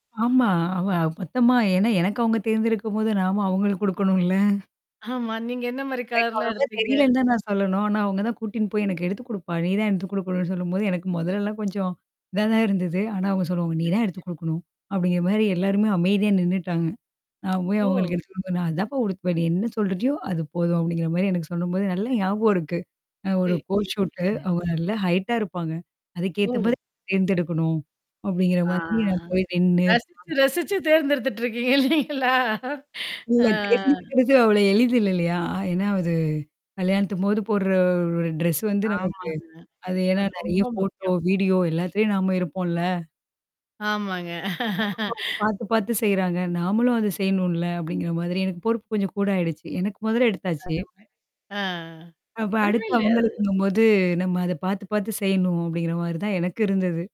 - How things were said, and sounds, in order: static; tapping; mechanical hum; distorted speech; other noise; other background noise; in English: "கோர்ட் ஷூட்டு"; laughing while speaking: "இல்லலைங்களா?"; in English: "ட்ரெஸ்"; in English: "ஃபோட்டோ, வீடியோ"; unintelligible speech; laugh
- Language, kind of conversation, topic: Tamil, podcast, உங்கள் வாழ்க்கை சம்பவங்களோடு தொடர்புடைய நினைவுகள் உள்ள ஆடைகள் எவை?